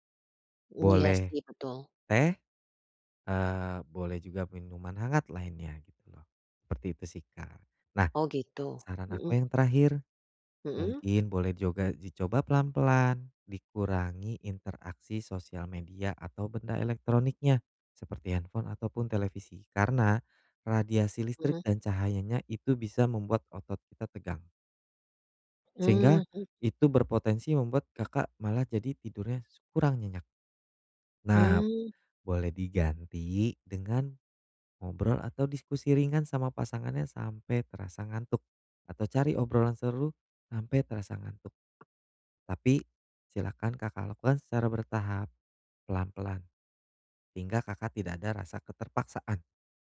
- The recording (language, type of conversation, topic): Indonesian, advice, Bagaimana cara memperbaiki kualitas tidur malam agar saya bisa tidur lebih nyenyak dan bangun lebih segar?
- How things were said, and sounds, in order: other background noise